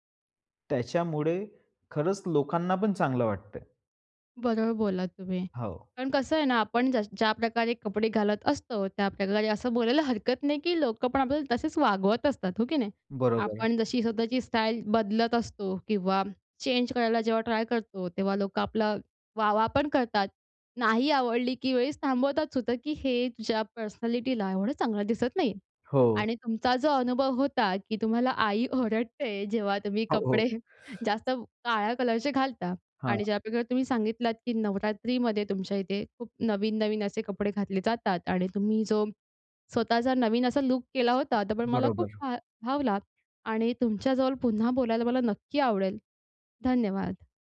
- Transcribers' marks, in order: in English: "चेंज"; in English: "पर्सनॅलिटीला"; other background noise; laughing while speaking: "कपडे जास्त"
- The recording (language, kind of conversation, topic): Marathi, podcast, सण-उत्सवांमध्ये तुम्ही तुमची वेशभूषा आणि एकूण लूक कसा बदलता?